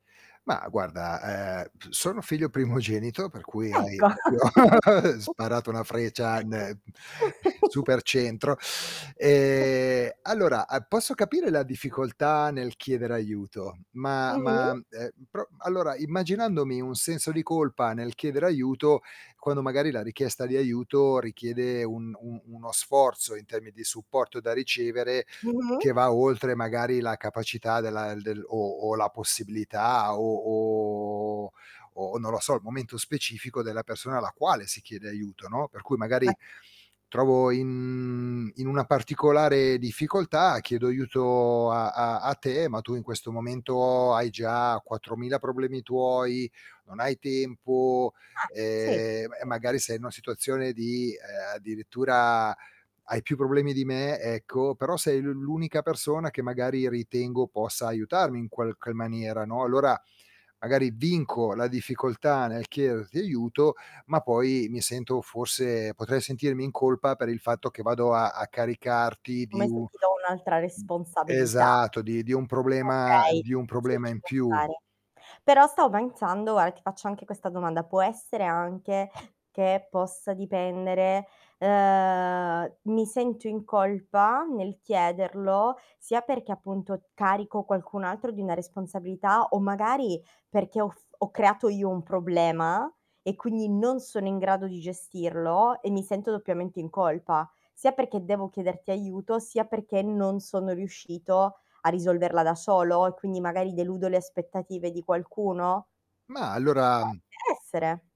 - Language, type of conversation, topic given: Italian, podcast, Come si può chiedere aiuto senza sentirsi in colpa?
- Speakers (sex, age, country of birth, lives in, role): female, 30-34, Italy, Italy, host; male, 50-54, Italy, Italy, guest
- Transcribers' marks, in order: static; distorted speech; chuckle; teeth sucking; chuckle; other background noise; chuckle; background speech; drawn out: "o"; drawn out: "in"; drawn out: "ehm"; "stavo" said as "stao"; drawn out: "ehm"